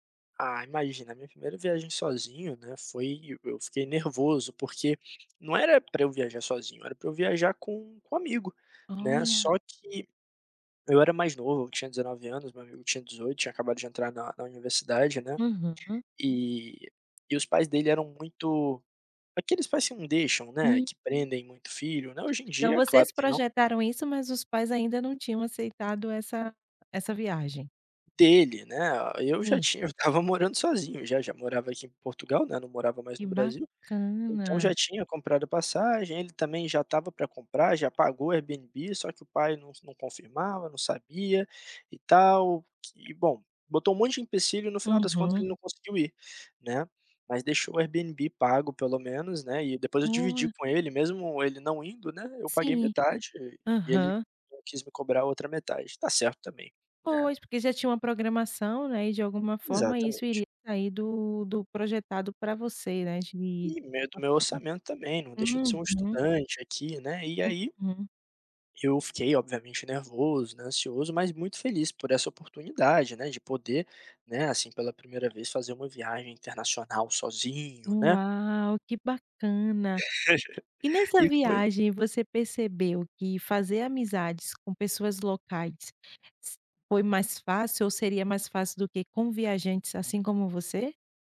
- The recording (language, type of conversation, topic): Portuguese, podcast, O que viajar te ensinou sobre fazer amigos?
- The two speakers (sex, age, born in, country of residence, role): female, 35-39, Brazil, Portugal, host; male, 25-29, Brazil, Portugal, guest
- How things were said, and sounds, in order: tapping; chuckle